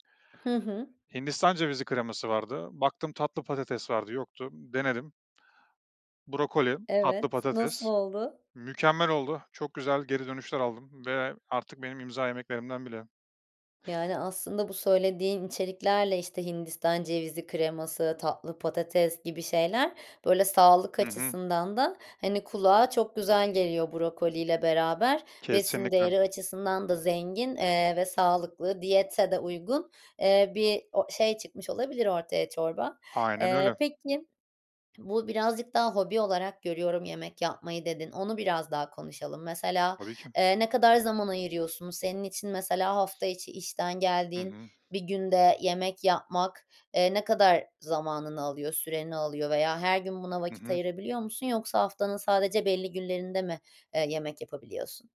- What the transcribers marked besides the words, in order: "biri" said as "bili"; swallow; other background noise
- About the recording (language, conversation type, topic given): Turkish, podcast, Hobini günlük rutinine nasıl sığdırıyorsun?